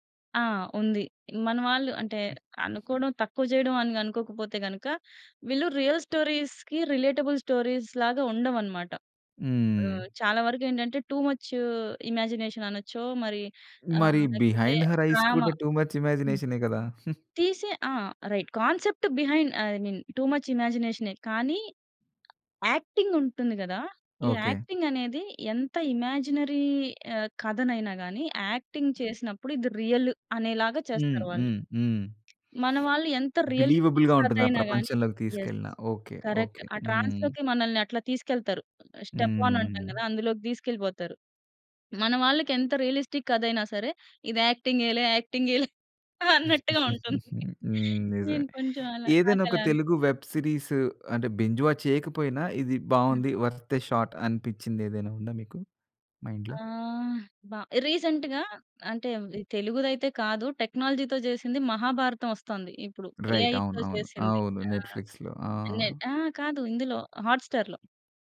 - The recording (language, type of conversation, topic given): Telugu, podcast, ఇప్పటివరకు మీరు బింగే చేసి చూసిన ధారావాహిక ఏది, ఎందుకు?
- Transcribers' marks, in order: other background noise; in English: "రియల్ స్టోరీస్‌కి రిలేటబుల్ స్టోరీస్"; in English: "టూ ముచ్ ఇమాజినేషన్"; in English: "బిహైండ్ హర్ ఐస్"; in English: "టూ ముచ్"; in English: "రైట్, కాన్సెప్ట్ బిహైండ్ ఐ మీన్ టూ ముచ్"; giggle; in English: "యాక్టింగ్"; in English: "యాక్టింగ్"; in English: "ఇమాజినరీ"; in English: "యాక్టింగ్"; in English: "రియల్"; tapping; in English: "రియలిస్టిక్"; in English: "యెస్! కరెక్ట్"; in English: "బిలీవబుల్‌గా"; in English: "ట్రాన్స్‌లోకి"; in English: "స్టెప్ ఆన్"; in English: "రియలిస్టిక్"; giggle; laughing while speaking: "అన్నట్టుగా ఉంటుంది"; in English: "వెబ్ సీరీస్"; in English: "బింజ్ వాచ్"; in English: "వర్త్ ఏ షాట్"; in English: "మైండ్‌లో?"; in English: "రీసెంట్‌గా"; in English: "టెక్నాలజీతో"; in English: "రైట్"; in English: "ఏఐతో"; in English: "నెట్‌ఫ్లిక్స్‌లో"; in English: "హాట్ స్టార్‌లో"